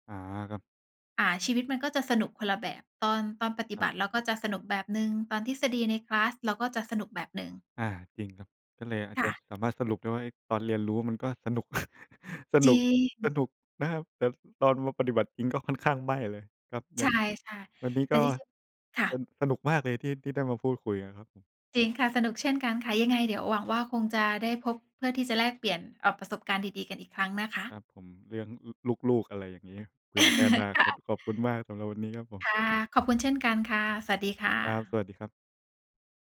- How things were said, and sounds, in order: laugh; laugh; laughing while speaking: "ค่ะ"
- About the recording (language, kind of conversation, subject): Thai, unstructured, การเรียนรู้ที่สนุกที่สุดในชีวิตของคุณคืออะไร?